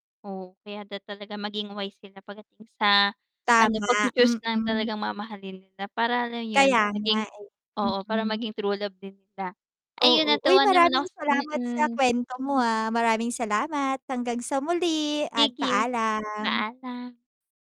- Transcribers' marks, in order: distorted speech; static
- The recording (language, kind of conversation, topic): Filipino, unstructured, Paano mo ilalarawan ang tunay na pagmamahal?